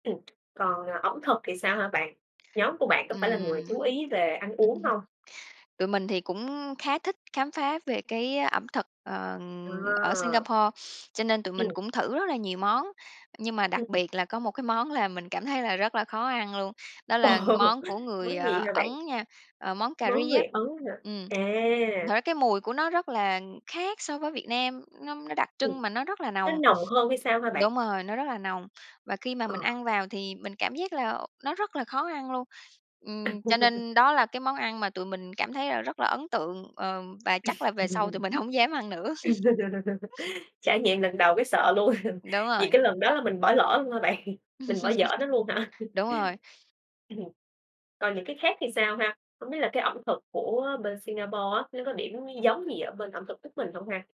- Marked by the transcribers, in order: tapping; other background noise; chuckle; laughing while speaking: "Ồ!"; chuckle; laugh; laughing while speaking: "hổng dám"; laughing while speaking: "luôn"; chuckle; other noise; laughing while speaking: "bạn"; chuckle; laughing while speaking: "hả?"; chuckle
- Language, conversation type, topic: Vietnamese, podcast, Lần đầu bạn ra nước ngoài diễn ra như thế nào?